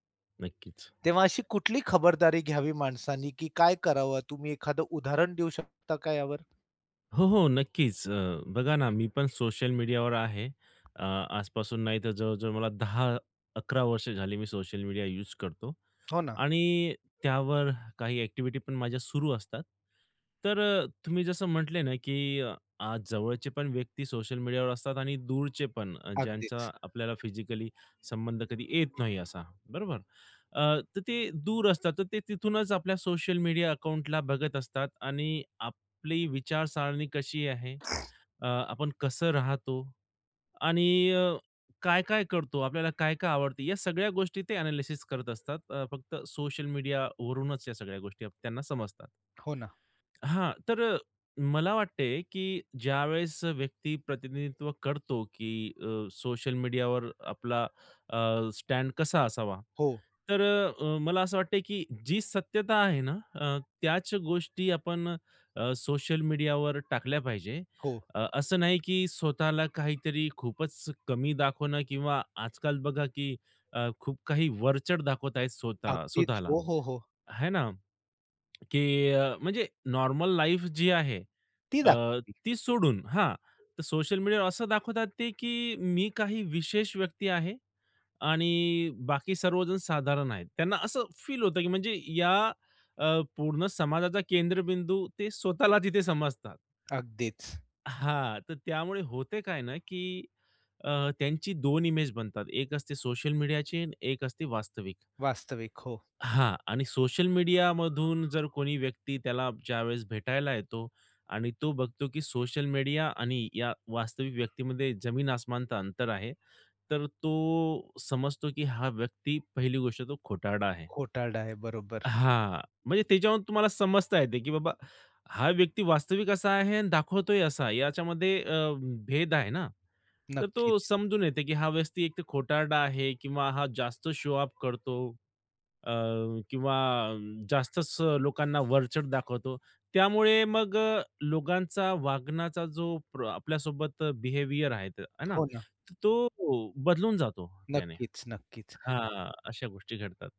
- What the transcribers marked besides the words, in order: other background noise; tapping; other noise; "विचारसरणी" said as "विचारसारणी"; in English: "लाईफ"; siren; "व्यक्ती" said as "व्यस्ती"; in English: "शो-ऑफ"; in English: "बिहेवियर"
- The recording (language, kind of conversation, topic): Marathi, podcast, सोशल मीडियावर प्रतिनिधित्व कसे असावे असे तुम्हाला वाटते?